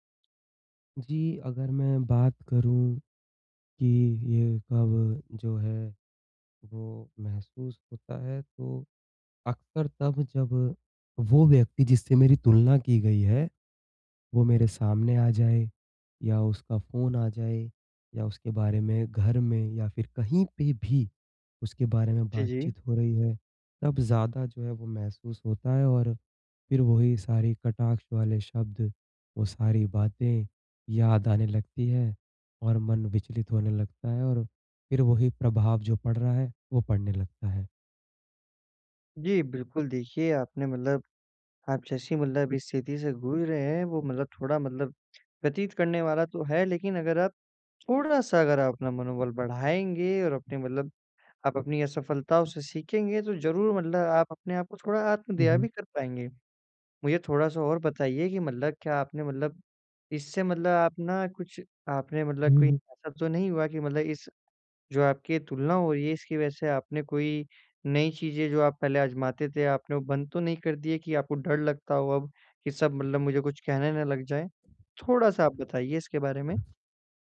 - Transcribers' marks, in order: other background noise
- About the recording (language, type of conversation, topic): Hindi, advice, तुलना और असफलता मेरे शौक और कोशिशों को कैसे प्रभावित करती हैं?